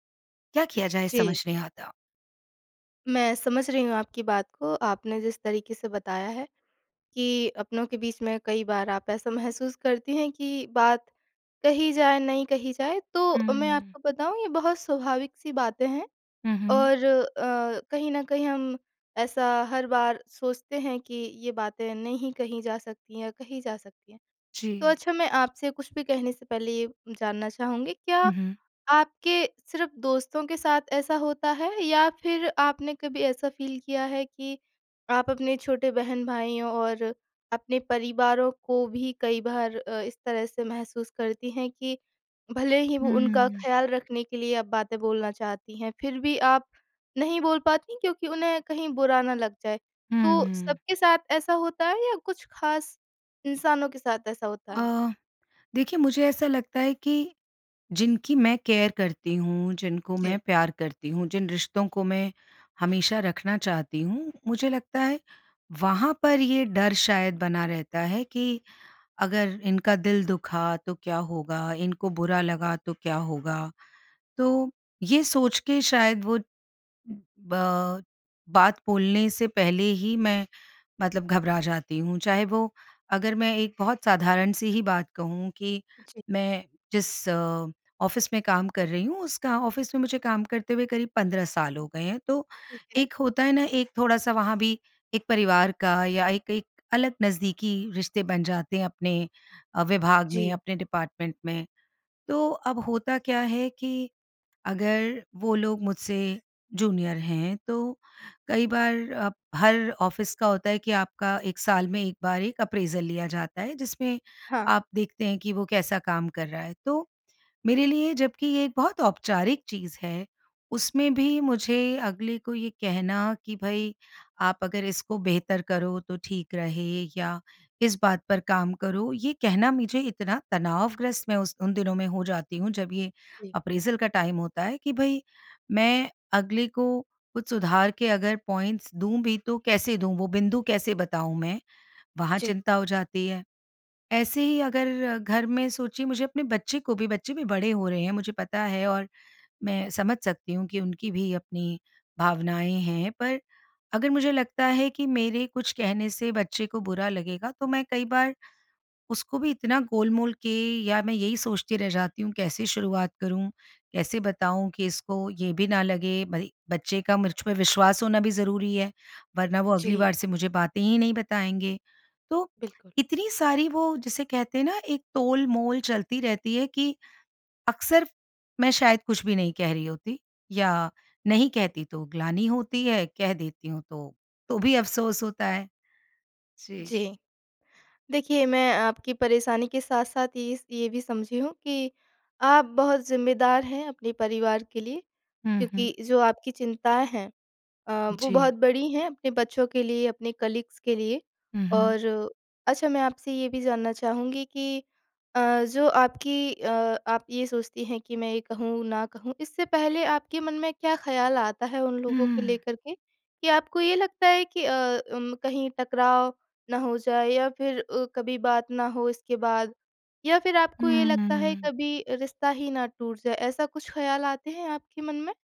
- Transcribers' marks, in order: in English: "फ़ील"; in English: "केयर"; in English: "ऑफ़िस"; in English: "ऑफ़िस"; in English: "डिपार्टमेंट"; in English: "जूनियर"; in English: "ऑफ़िस"; in English: "अप्रेजल"; in English: "अप्रेजल"; in English: "टाइम"; in English: "पॉइंट्स"; in English: "कलीग्स"
- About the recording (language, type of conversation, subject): Hindi, advice, नाज़ुक बात कैसे कहूँ कि सामने वाले का दिल न दुखे?